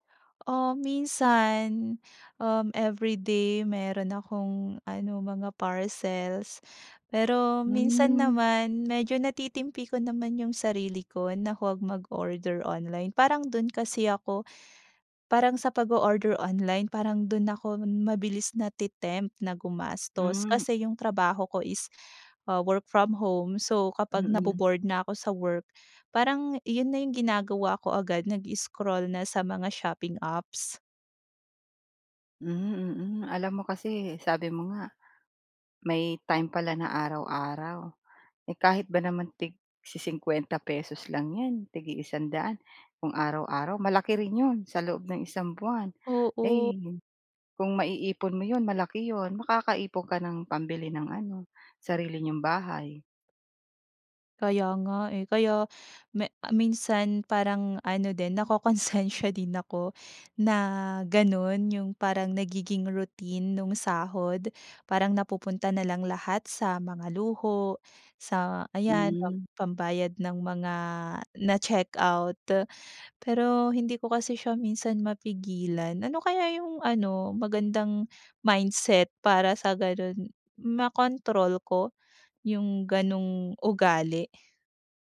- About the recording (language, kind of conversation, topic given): Filipino, advice, Paano ko mababalanse ang kasiyahan ngayon at seguridad sa pera para sa kinabukasan?
- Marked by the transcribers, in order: other noise; other background noise